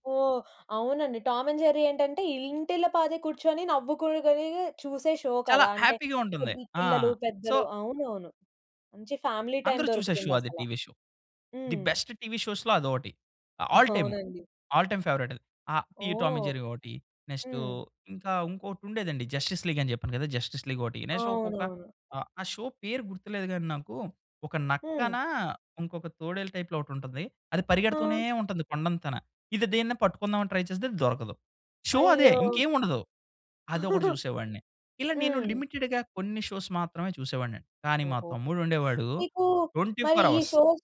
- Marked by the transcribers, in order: in English: "షో"; in English: "హ్యాపీగా"; in English: "సో"; in English: "ఫ్యామిలీ టైం"; in English: "షో. ది బెస్ట్"; in English: "షోస్‌లో"; in English: "అ ఆల్"; chuckle; in English: "ఆల్ టైమ్ ఫేవరైట్"; in English: "నెక్స్ట్"; in English: "నెక్స్ట్"; in English: "షో"; in English: "టైప్‌లో"; other background noise; in English: "ట్రై"; in English: "షో"; other noise; chuckle; in English: "లిమిటెడ్‌గా"; in English: "షోస్"; in English: "ట్వెంటీ ఫోర్ హావర్స్"; in English: "షోస్"
- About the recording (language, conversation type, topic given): Telugu, podcast, చిన్నప్పుడు మీకు ఇష్టమైన టెలివిజన్ కార్యక్రమం ఏది?